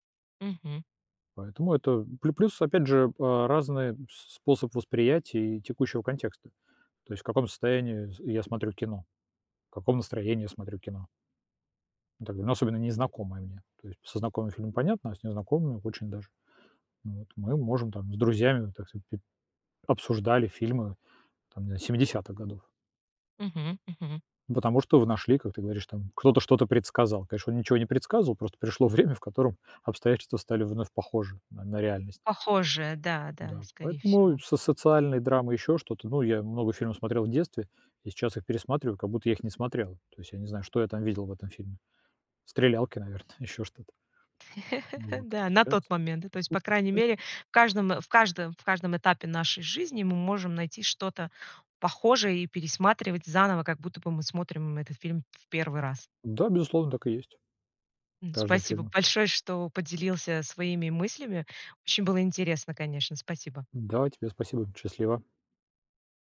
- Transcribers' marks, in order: chuckle; other noise
- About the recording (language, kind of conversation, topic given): Russian, podcast, Почему концовки заставляют нас спорить часами?